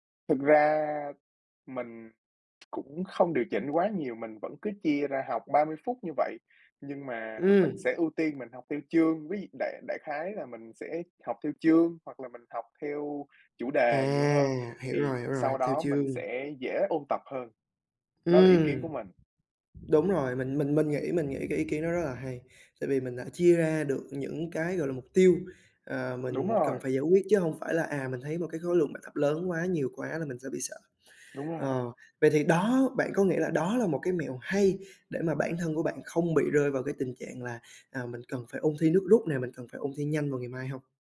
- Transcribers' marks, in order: other background noise; tapping
- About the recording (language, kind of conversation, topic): Vietnamese, podcast, Bạn thường học theo cách nào hiệu quả nhất?